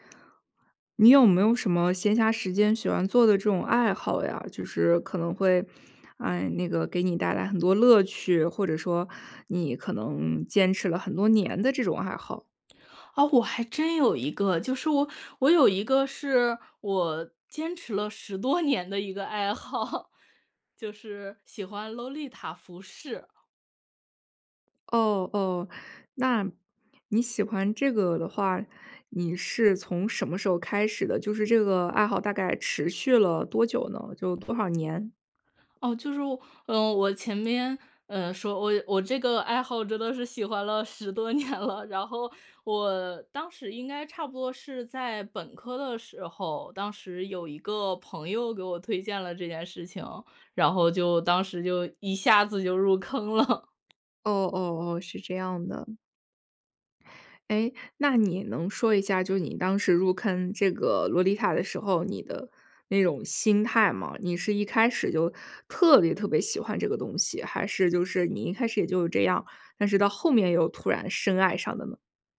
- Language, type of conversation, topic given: Chinese, podcast, 你是怎么开始这个爱好的？
- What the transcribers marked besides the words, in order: other background noise; laughing while speaking: "多年"; laughing while speaking: "爱好"; "洛丽塔" said as "搂丽塔"; joyful: "真的是喜欢了"; laughing while speaking: "十 多年了"; laughing while speaking: "入坑了"; "洛丽塔" said as "罗丽塔"; stressed: "特别 特别"